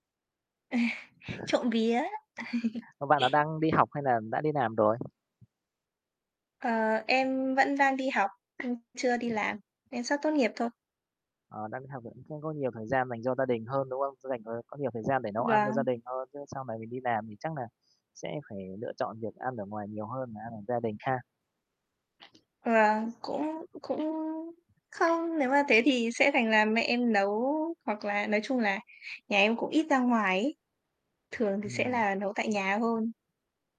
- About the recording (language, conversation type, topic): Vietnamese, unstructured, Bạn nghĩ gì về việc ăn ngoài so với nấu ăn tại nhà?
- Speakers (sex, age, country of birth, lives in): female, 20-24, Vietnam, Vietnam; male, 30-34, Vietnam, Vietnam
- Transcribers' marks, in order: chuckle; laugh; "làm" said as "nàm"; other background noise; tapping; "làm" said as "nàm"; "lựa" said as "nựa"